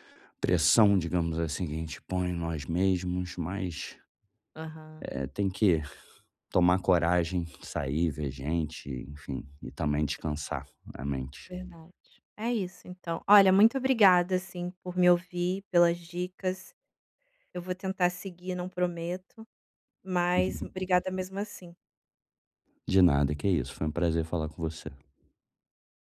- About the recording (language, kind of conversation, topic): Portuguese, advice, Como posso equilibrar o descanso e a vida social nos fins de semana?
- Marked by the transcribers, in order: tapping; chuckle